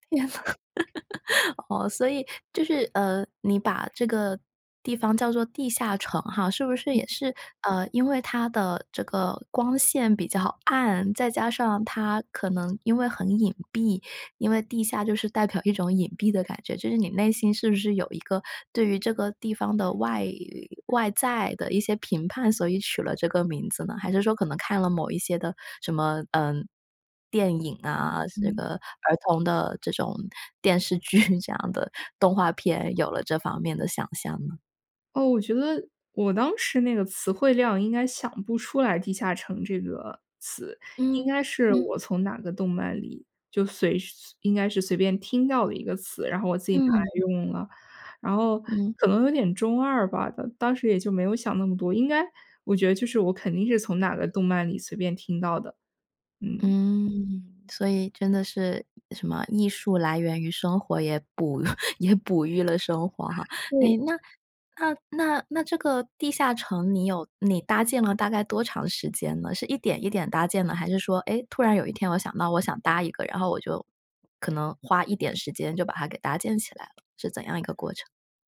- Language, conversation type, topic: Chinese, podcast, 你童年时有没有一个可以分享的秘密基地？
- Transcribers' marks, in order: laugh; other background noise; chuckle; tapping